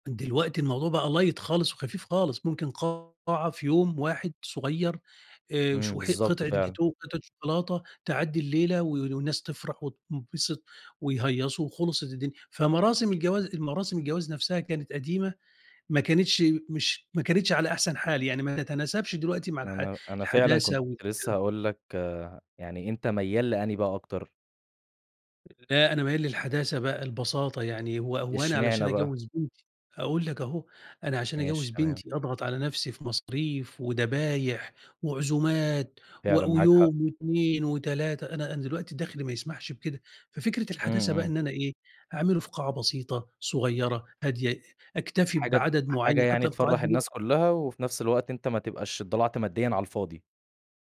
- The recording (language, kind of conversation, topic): Arabic, podcast, إزاي بتحافظوا على التوازن بين الحداثة والتقليد في حياتكم؟
- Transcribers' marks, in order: in English: "light"; unintelligible speech; tapping